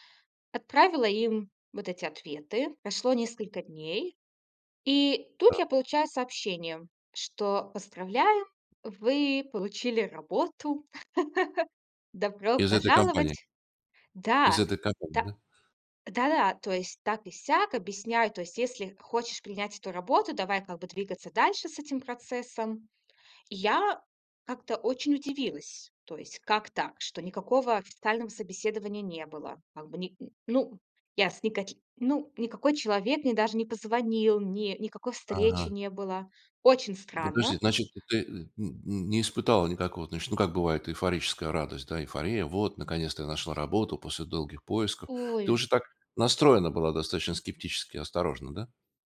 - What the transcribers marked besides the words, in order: laugh
- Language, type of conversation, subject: Russian, podcast, Как ты проверяешь новости в интернете и где ищешь правду?